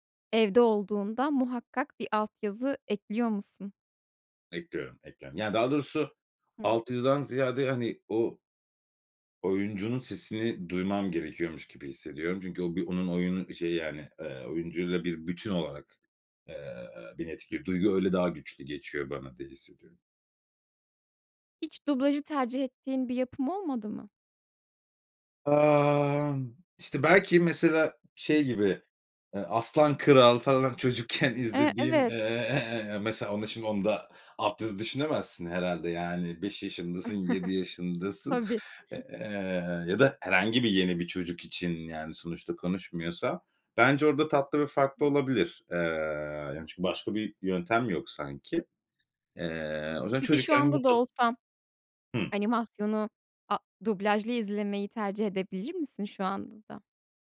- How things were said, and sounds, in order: laughing while speaking: "çocukken"; chuckle
- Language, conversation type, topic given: Turkish, podcast, Dublaj mı yoksa altyazı mı tercih ediyorsun, neden?
- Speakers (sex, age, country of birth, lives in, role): female, 30-34, Turkey, Netherlands, host; male, 35-39, Turkey, Spain, guest